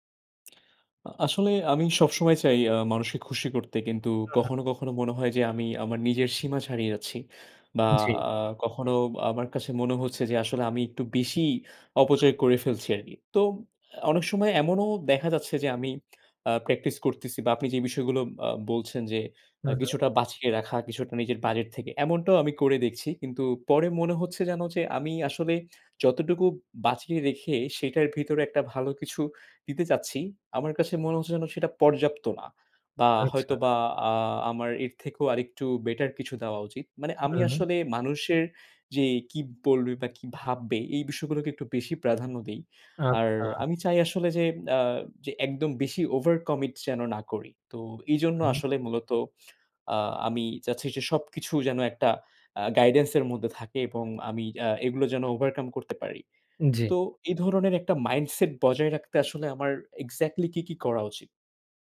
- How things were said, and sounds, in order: unintelligible speech; in English: "better"; in English: "overcommit"; in English: "guidance"; in English: "overcome"; in English: "mindset"; in English: "exactly"
- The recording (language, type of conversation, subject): Bengali, advice, উপহার দিতে গিয়ে আপনি কীভাবে নিজেকে অতিরিক্ত খরচে ফেলেন?